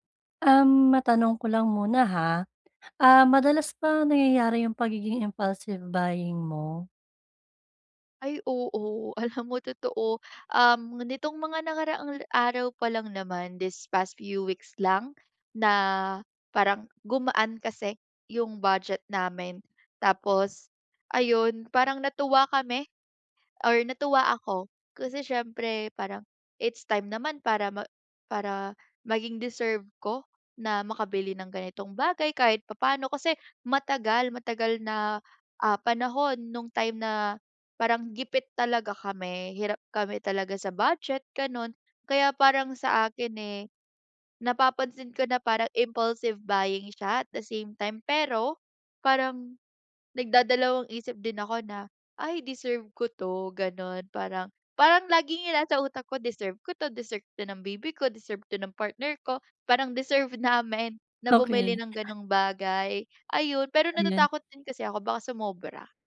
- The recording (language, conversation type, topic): Filipino, advice, Paano ko makokontrol ang impulsibong kilos?
- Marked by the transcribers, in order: other background noise; in English: "impulsive buying"; in English: "impulsive buying"